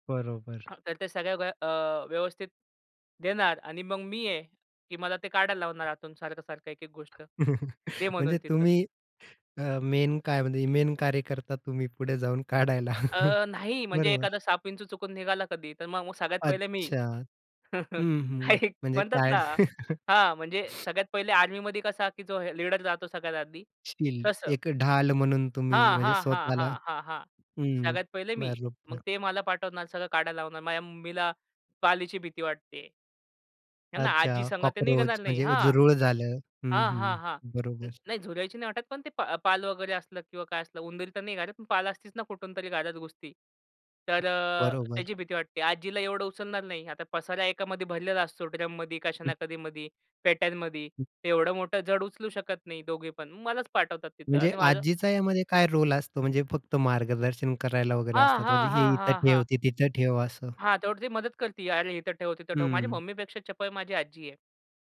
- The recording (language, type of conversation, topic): Marathi, podcast, घरात सामान नीट साठवून अव्यवस्था कमी करण्यासाठी तुमच्या कोणत्या टिप्स आहेत?
- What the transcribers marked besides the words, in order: unintelligible speech; unintelligible speech; other background noise; tapping; chuckle; in English: "मेन"; in English: "मेन"; chuckle; laughing while speaking: "हां, एक"; chuckle; in English: "शील्ड"; other noise